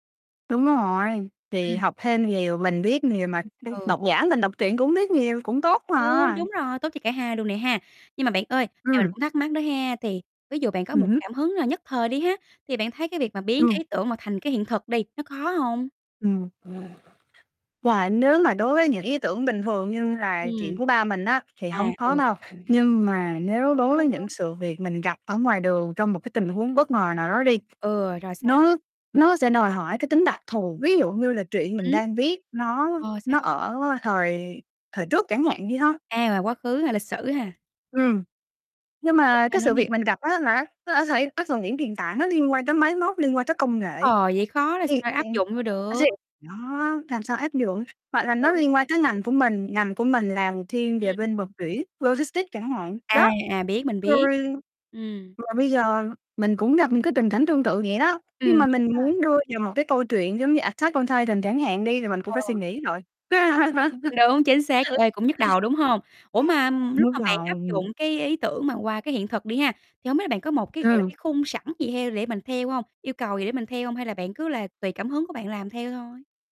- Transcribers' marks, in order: unintelligible speech; distorted speech; tapping; static; other background noise; sneeze; in English: "logistics"; laugh
- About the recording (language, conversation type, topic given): Vietnamese, podcast, Bạn thường lấy cảm hứng từ đâu trong đời sống hằng ngày?